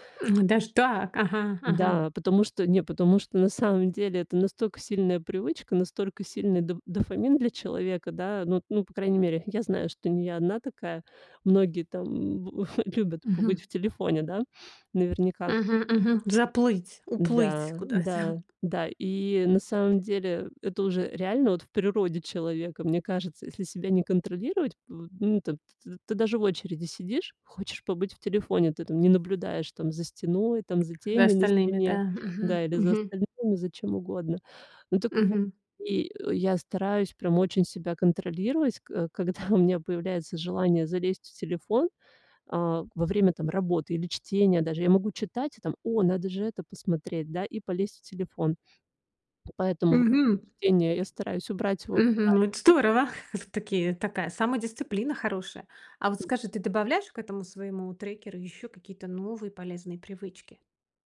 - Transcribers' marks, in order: chuckle; tapping; laughing while speaking: "когда"; chuckle; other noise
- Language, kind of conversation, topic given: Russian, podcast, Какие маленькие шаги помогают тебе расти каждый день?